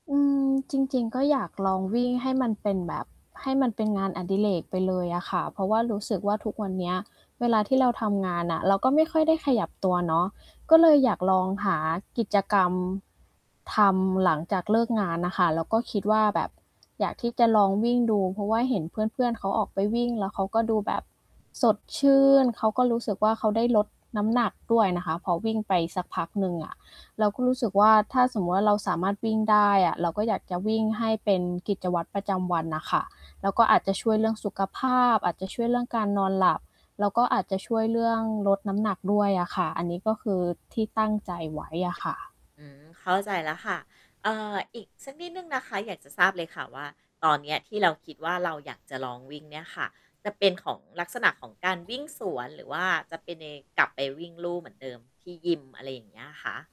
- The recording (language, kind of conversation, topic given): Thai, advice, ฉันควรเริ่มลองงานอดิเรกใหม่อย่างไรเมื่อกลัวว่าจะล้มเหลว?
- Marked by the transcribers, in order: static; distorted speech